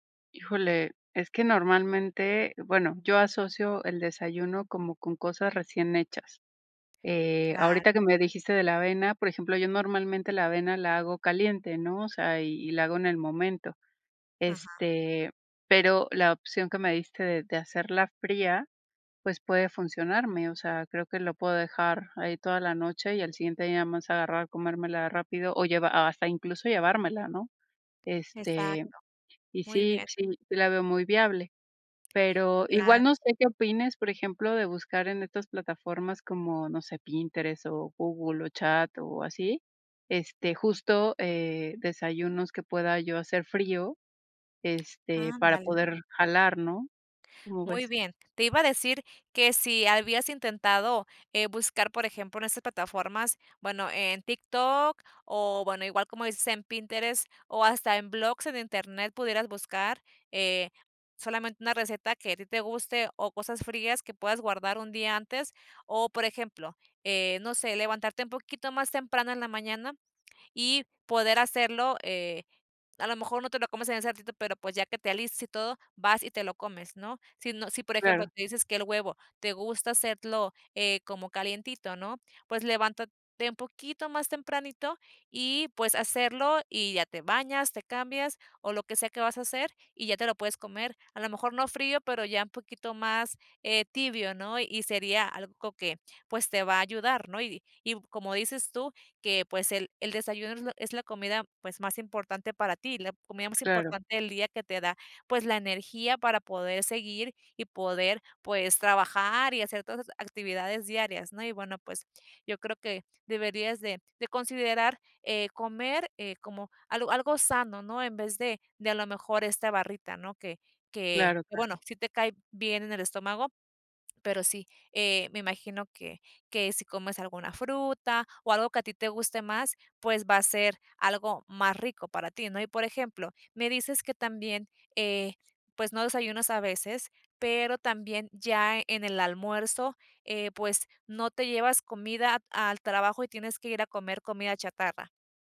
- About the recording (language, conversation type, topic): Spanish, advice, ¿Con qué frecuencia te saltas comidas o comes por estrés?
- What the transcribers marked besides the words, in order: tapping